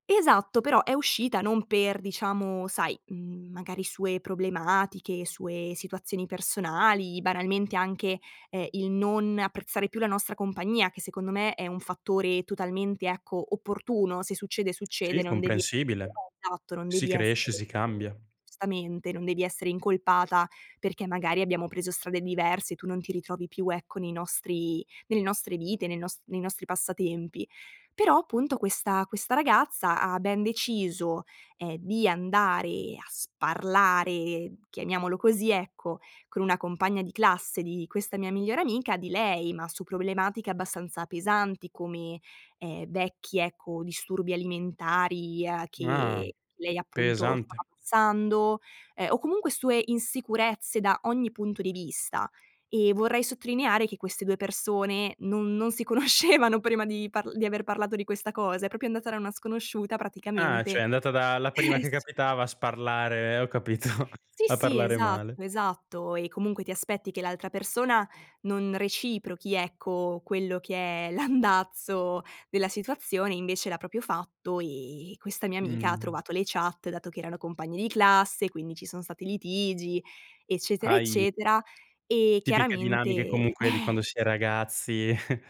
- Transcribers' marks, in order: tapping; unintelligible speech; unintelligible speech; laughing while speaking: "conoscevano"; "proprio" said as "propio"; "cioè" said as "ceh"; laughing while speaking: "eh"; laughing while speaking: "capito"; "proprio" said as "propio"; other background noise; chuckle
- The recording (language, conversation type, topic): Italian, podcast, Come si può ricostruire la fiducia dopo un errore?